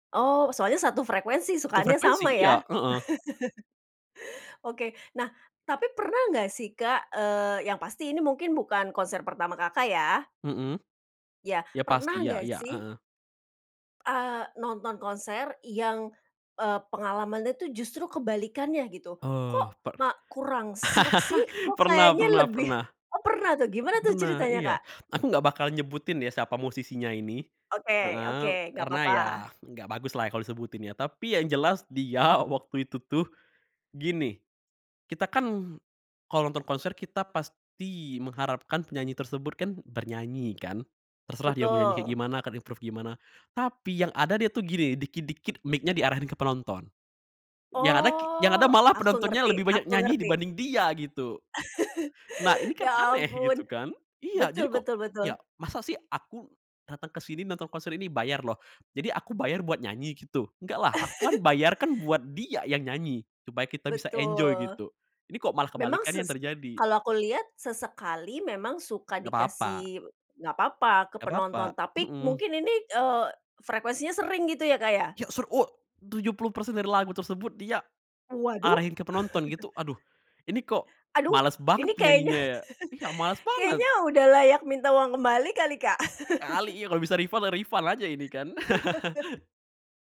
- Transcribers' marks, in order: laugh; laugh; laughing while speaking: "dia"; in English: "improve"; drawn out: "Oh"; chuckle; chuckle; in English: "enjoy"; chuckle; chuckle; laugh; in English: "refund"; in English: "refund"; laugh; chuckle
- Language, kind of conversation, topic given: Indonesian, podcast, Pengalaman konser apa yang pernah mengubah cara pandangmu tentang musik?